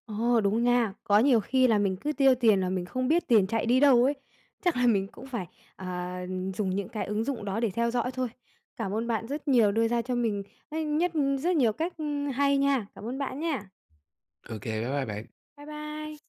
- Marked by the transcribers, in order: tapping; other background noise
- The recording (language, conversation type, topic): Vietnamese, advice, Làm thế nào để cải thiện kỷ luật trong chi tiêu và tiết kiệm?